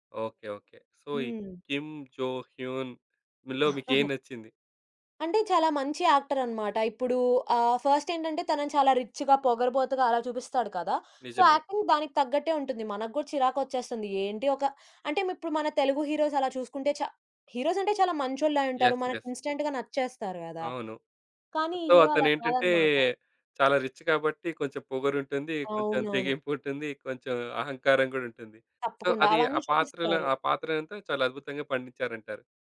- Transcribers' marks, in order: in English: "సో"; laugh; in English: "ఫస్ట్"; in English: "రిచ్‌గా"; in English: "సో యాక్టింగ్"; in English: "హీరోస్"; in English: "యెస్, యెస్"; in English: "ఇన్‌స్టంట్‌గా"; other background noise; in English: "సో"; in English: "రిచ్"; in English: "సో"
- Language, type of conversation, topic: Telugu, podcast, మీరు ఎప్పుడు ఆన్‌లైన్ నుంచి విరామం తీసుకోవాల్సిందేనని అనుకుంటారు?